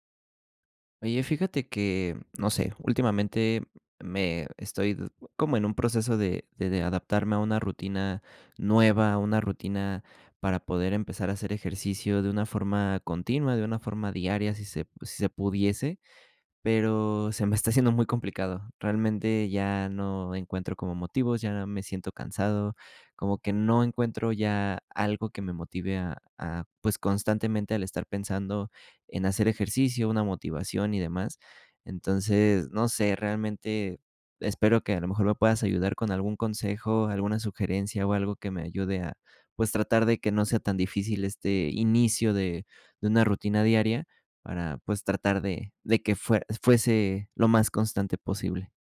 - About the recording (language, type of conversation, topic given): Spanish, advice, ¿Qué te dificulta empezar una rutina diaria de ejercicio?
- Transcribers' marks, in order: none